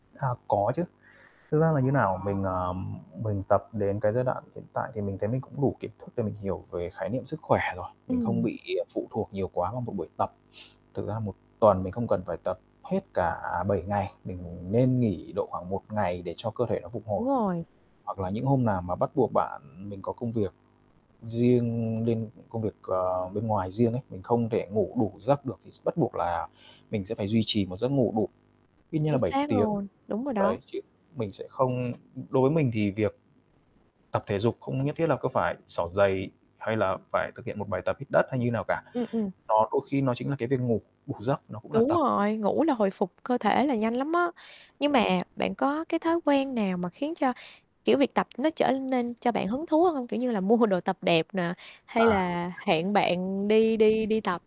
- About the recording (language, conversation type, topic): Vietnamese, podcast, Bạn giữ động lực tập thể dục như thế nào?
- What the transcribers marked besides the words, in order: mechanical hum; background speech; other background noise; static; laughing while speaking: "mua"